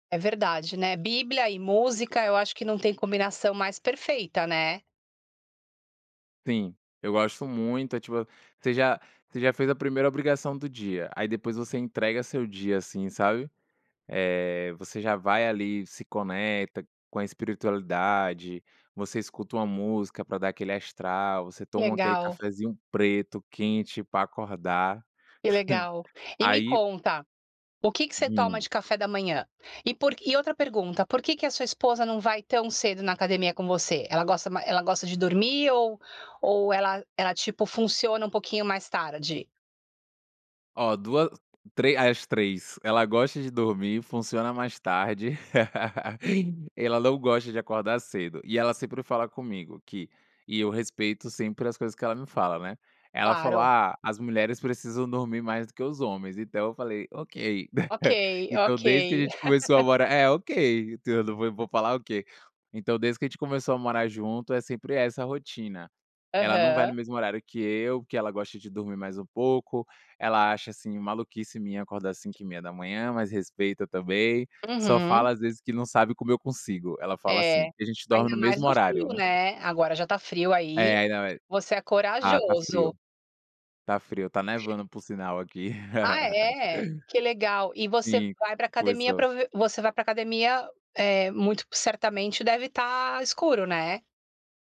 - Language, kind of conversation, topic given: Portuguese, podcast, Como é a rotina matinal aí na sua família?
- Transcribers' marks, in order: "pra" said as "pa"; chuckle; laugh; chuckle; unintelligible speech; laugh; tapping; laugh